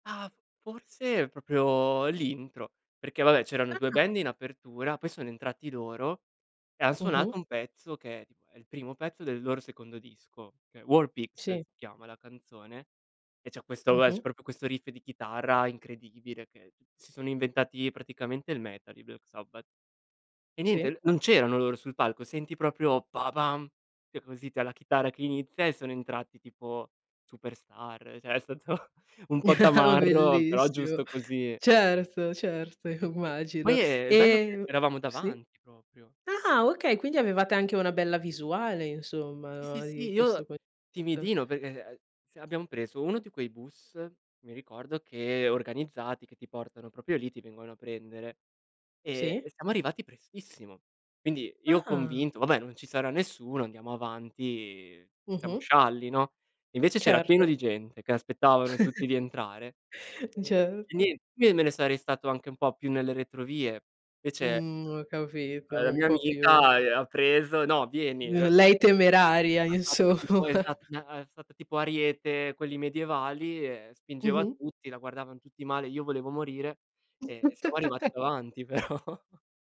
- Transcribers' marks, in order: "proprio" said as "propio"; "proprio" said as "propio"; "proprio" said as "propio"; put-on voice: "pa pam"; unintelligible speech; "cioè" said as "ceh"; laughing while speaking: "stato"; chuckle; laughing while speaking: "Bellissimo. Certo, certo immagino"; "proprio" said as "propio"; "proprio" said as "propio"; tapping; chuckle; laughing while speaking: "Certo"; "Invece" said as "vece"; other background noise; laughing while speaking: "insoa"; "insomma" said as "insoa"; chuckle; laughing while speaking: "però"
- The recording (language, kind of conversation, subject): Italian, podcast, Raccontami del primo concerto che hai visto dal vivo?